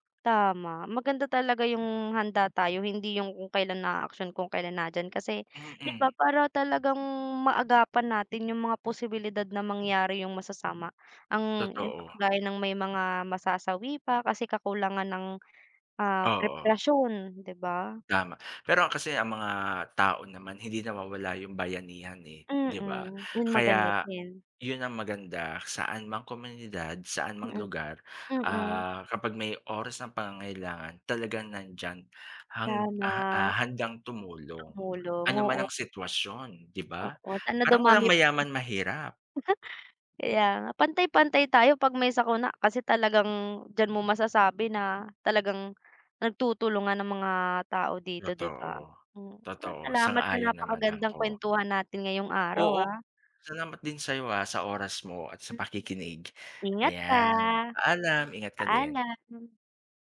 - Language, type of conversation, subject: Filipino, unstructured, Paano mo inilalarawan ang pagtutulungan ng komunidad sa panahon ng sakuna?
- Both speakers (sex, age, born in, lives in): female, 20-24, Philippines, Philippines; male, 40-44, Philippines, Philippines
- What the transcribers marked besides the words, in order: other background noise; tapping; chuckle; "Totoo" said as "Lotoo"